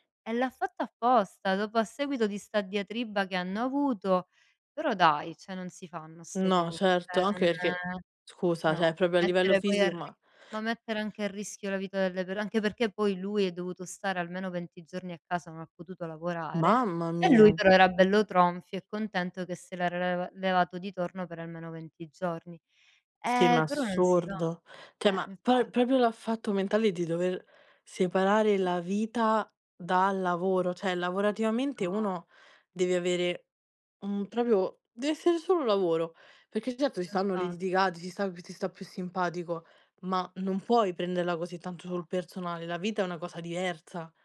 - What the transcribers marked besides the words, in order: "cioè" said as "ceh"; "cioè" said as "ceh"; "proprio" said as "propio"; other background noise; "proprio" said as "propio"; other noise; unintelligible speech; "proprio" said as "propio"
- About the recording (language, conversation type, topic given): Italian, unstructured, Che cosa pensi della vendetta?